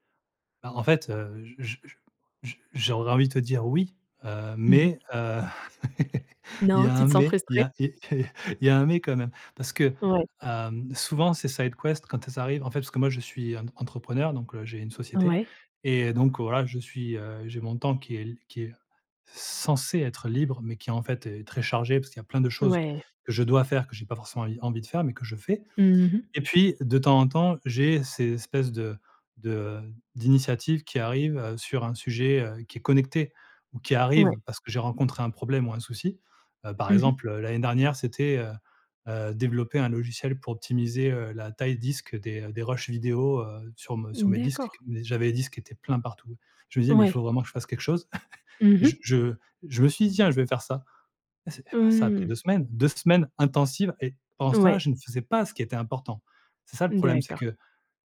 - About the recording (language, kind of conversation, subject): French, advice, Comment surmonter mon perfectionnisme qui m’empêche de finir ou de partager mes œuvres ?
- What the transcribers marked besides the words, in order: laugh; in English: "side quests"; stressed: "censé"; chuckle